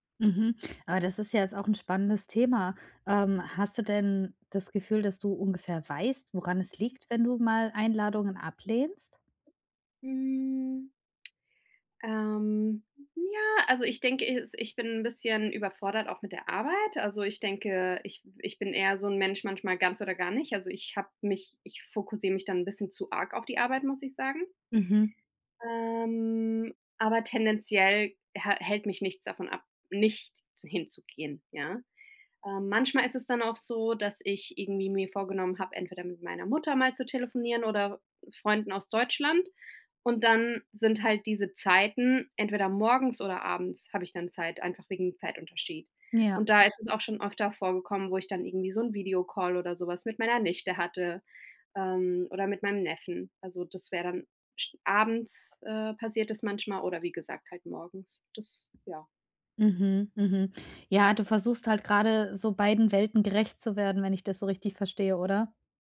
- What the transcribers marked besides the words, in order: drawn out: "Hm"
- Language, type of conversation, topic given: German, advice, Wie kann ich durch Routinen Heimweh bewältigen und mich am neuen Ort schnell heimisch fühlen?
- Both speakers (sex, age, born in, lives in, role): female, 35-39, Germany, Germany, advisor; female, 35-39, Germany, United States, user